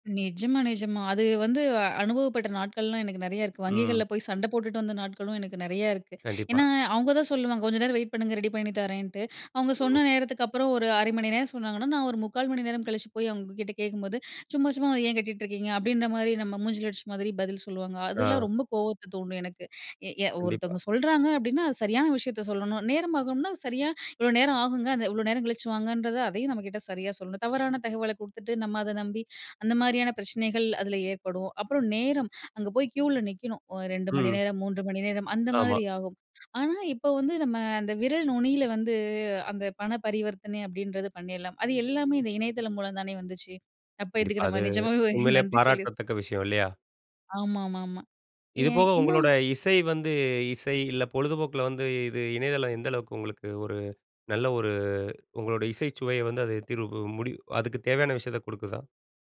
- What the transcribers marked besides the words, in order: in English: "க்யூவில"; laughing while speaking: "ஒரு நன்றி சொல்லி"; other background noise
- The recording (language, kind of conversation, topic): Tamil, podcast, இணையத்தைப் பயன்படுத்திய உங்கள் அனுபவம் எப்படி இருந்தது?